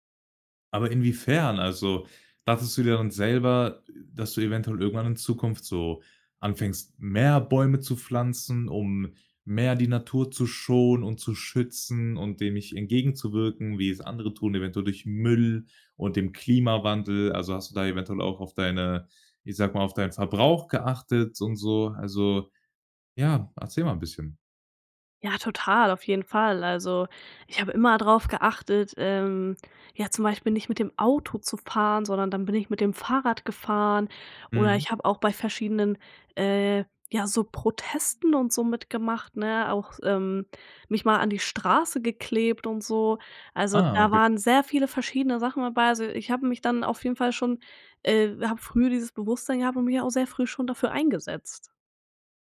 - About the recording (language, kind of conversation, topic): German, podcast, Erzähl mal, was hat dir die Natur über Geduld beigebracht?
- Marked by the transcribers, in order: stressed: "Müll"; other background noise